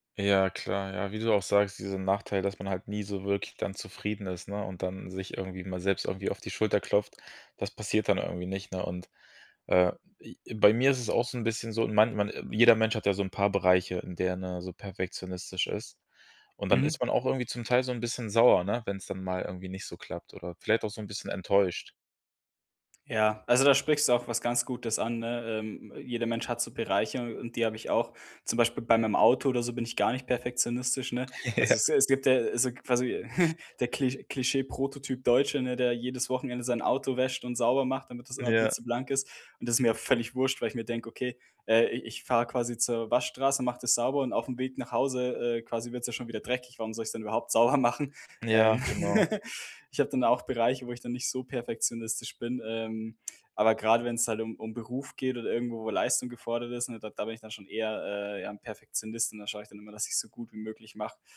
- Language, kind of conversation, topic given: German, podcast, Welche Rolle spielt Perfektionismus bei deinen Entscheidungen?
- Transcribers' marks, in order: laughing while speaking: "Ja"; chuckle; other noise; stressed: "völlig"; laugh